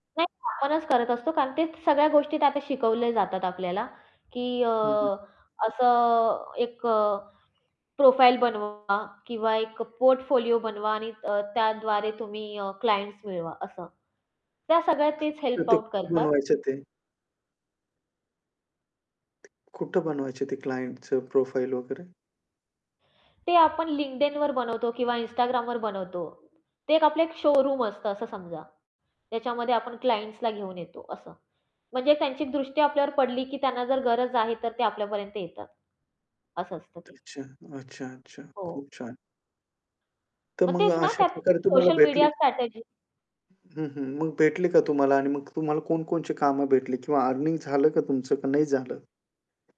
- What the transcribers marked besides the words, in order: static; other background noise; in English: "प्रोफाइल"; distorted speech; in English: "पोर्टफोलिओ"; in English: "क्लायंट्स"; unintelligible speech; tapping; in English: "क्लायंटचं प्रोफाइल"; in English: "क्लायंट्सला"; unintelligible speech
- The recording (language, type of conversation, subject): Marathi, podcast, कोणत्या अपयशानंतर तुम्ही पुन्हा उभे राहिलात आणि ते कसे शक्य झाले?